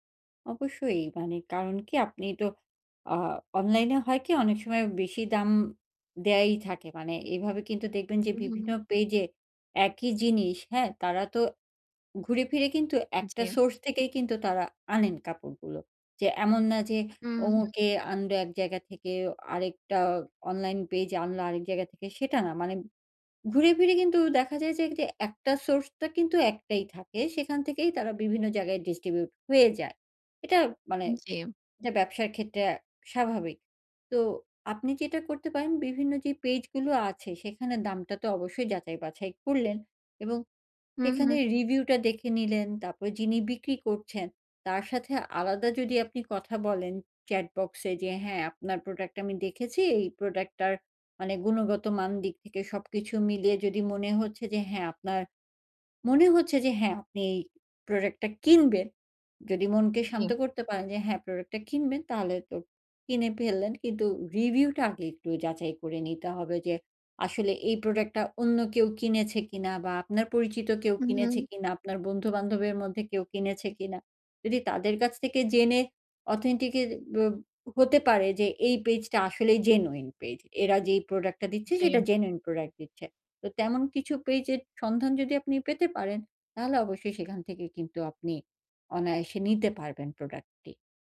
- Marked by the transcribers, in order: in English: "distribute"; tapping; in English: "authentic"; in English: "genuine"; in English: "genuine"; "প্রোডাক্ট" said as "প্রোডাক"
- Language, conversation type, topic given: Bengali, advice, বাজেটের মধ্যে ভালো জিনিস পাওয়া কঠিন